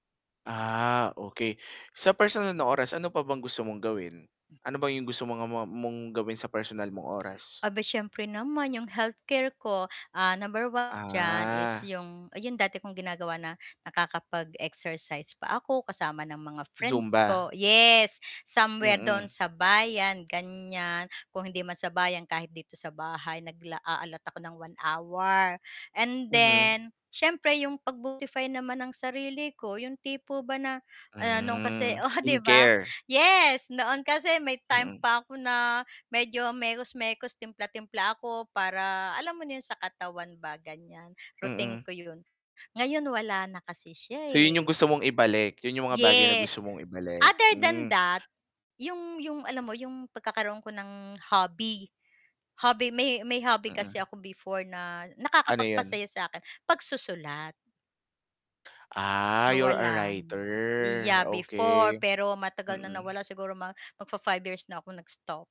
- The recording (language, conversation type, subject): Filipino, advice, Paano ko mababalanse ang personal na oras at mga responsibilidad sa pamilya?
- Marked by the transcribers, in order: other background noise; distorted speech; mechanical hum; in English: "Yes, other than that"; in English: "you're a writer"